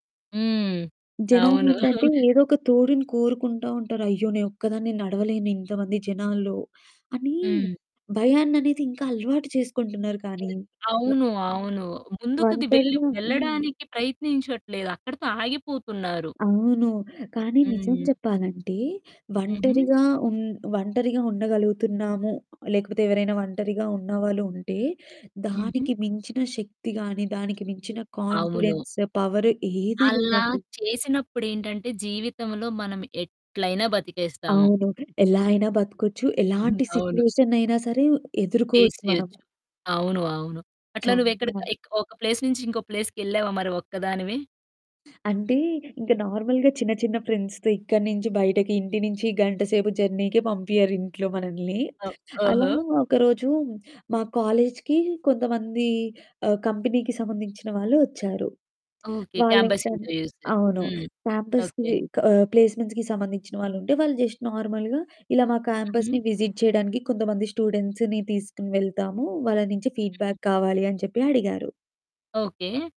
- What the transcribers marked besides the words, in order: static; chuckle; other background noise; tapping; mechanical hum; in English: "కాన్ఫిడెన్స్ పవర్"; in English: "ఫేస్"; in English: "ప్లేస్"; in English: "ప్లేస్‌కి"; in English: "నార్మల్‌గా"; in English: "ఫ్రెండ్స్‌తో"; in English: "జర్నీకే"; in English: "కాలేజ్‌కి"; in English: "కంపెనీకి"; in English: "క్యాంపస్‌కి"; in English: "క్యాంపస్"; in English: "ప్లేస్మెంట్స్‌కి"; in English: "జస్ట్ నార్మల్‌గా"; in English: "క్యాంపస్‌ని విజిట్"; in English: "స్టూడెంట్స్‌ని"; in English: "ఫీడ్‌బ్యాక్"
- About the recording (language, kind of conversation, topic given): Telugu, podcast, సోలో ప్రయాణంలో భద్రత కోసం మీరు ఏ జాగ్రత్తలు తీసుకుంటారు?